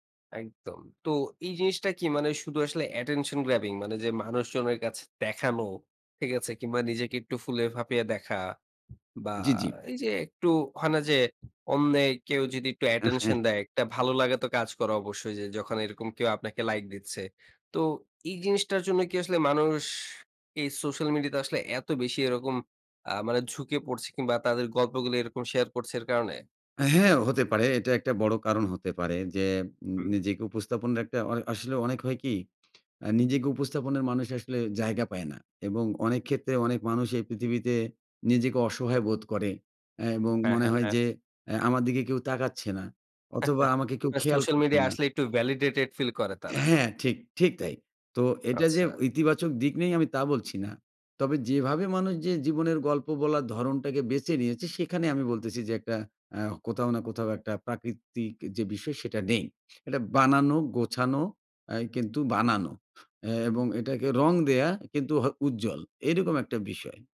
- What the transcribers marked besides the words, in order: in English: "অ্যাটেনশন গ্রাবিং"; chuckle; tapping; chuckle; in English: "Validated Feel"
- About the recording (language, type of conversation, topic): Bengali, podcast, সামাজিক যোগাযোগমাধ্যম কীভাবে গল্প বলার ধরন বদলে দিয়েছে বলে আপনি মনে করেন?